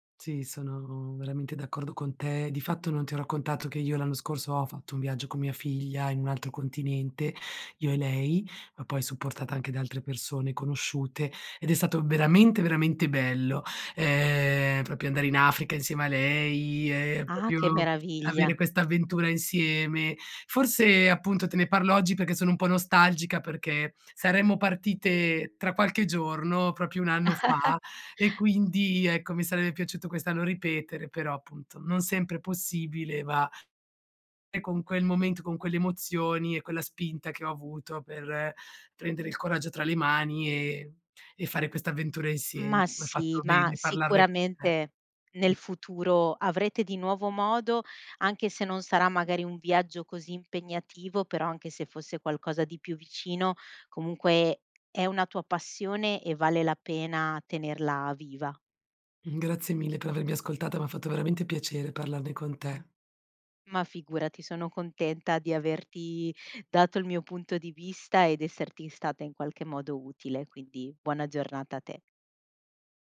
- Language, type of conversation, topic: Italian, advice, Come posso bilanciare le mie passioni con la vita quotidiana?
- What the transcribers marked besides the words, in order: "proprio" said as "propio"; "proprio" said as "propio"; other background noise; "proprio" said as "propio"; chuckle; tapping